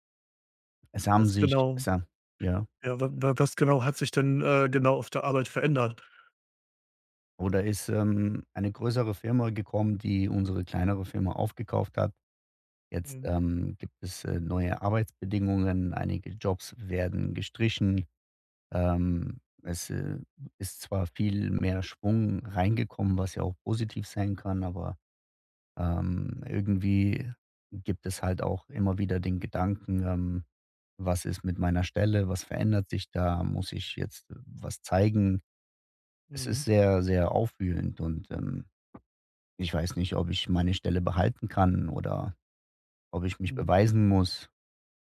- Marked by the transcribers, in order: other background noise
- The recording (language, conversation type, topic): German, advice, Wie kann ich mit Unsicherheit nach Veränderungen bei der Arbeit umgehen?